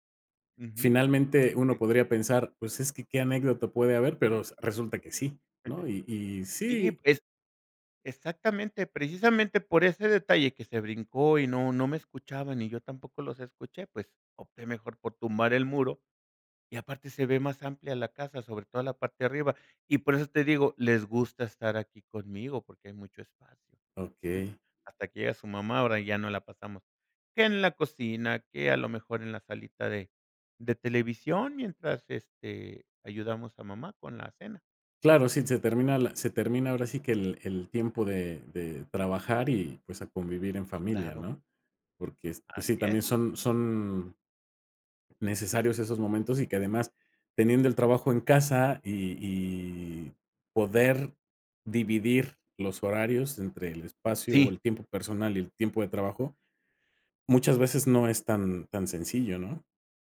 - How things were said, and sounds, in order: chuckle; chuckle; tapping
- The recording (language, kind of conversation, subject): Spanish, podcast, ¿Cómo organizas tu espacio de trabajo en casa?